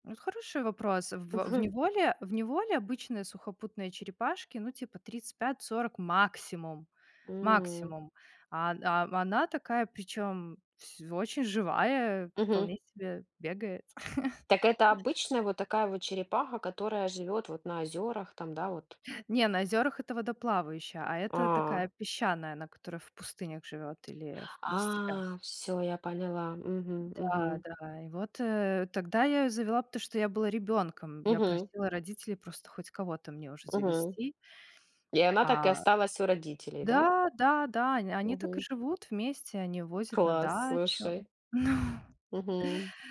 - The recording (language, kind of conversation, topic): Russian, unstructured, Почему, по вашему мнению, люди заводят домашних животных?
- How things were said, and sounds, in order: tapping; chuckle; other background noise; laughing while speaking: "Ну"